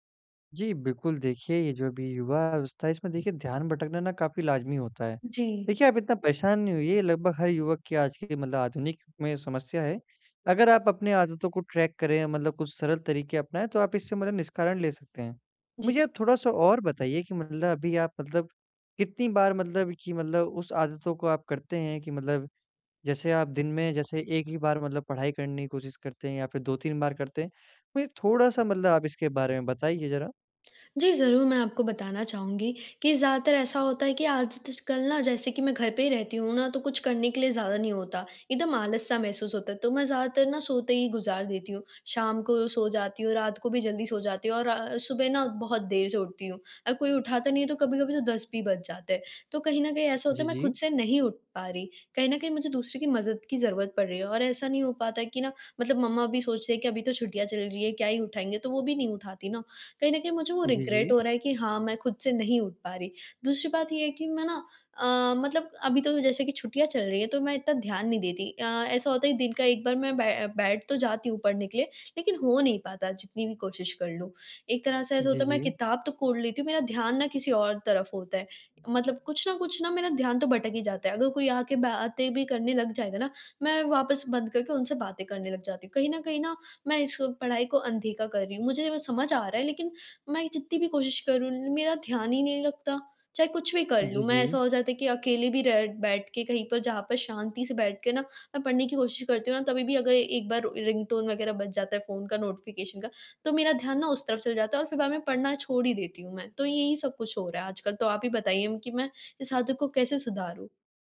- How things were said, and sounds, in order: in English: "ट्रैक"; in English: "रिग्रेट"; in English: "रिंगटोन"; in English: "नोटिफ़िकेशन"
- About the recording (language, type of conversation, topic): Hindi, advice, मैं अपनी दिनचर्या में निरंतरता कैसे बनाए रख सकता/सकती हूँ?